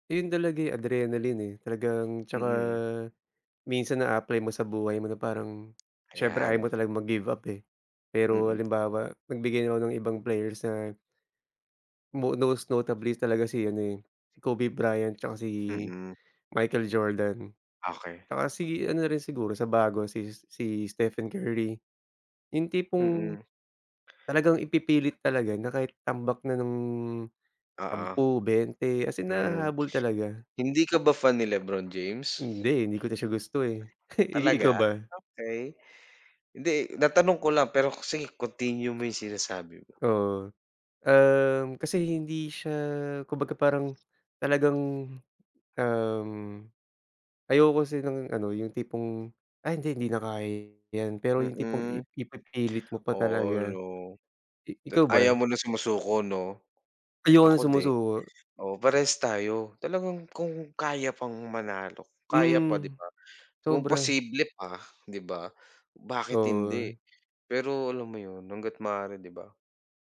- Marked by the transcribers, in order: in English: "adrenaline"; "most" said as "nos"
- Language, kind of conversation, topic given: Filipino, unstructured, Ano ang pinakamasayang bahagi ng paglalaro ng isports para sa’yo?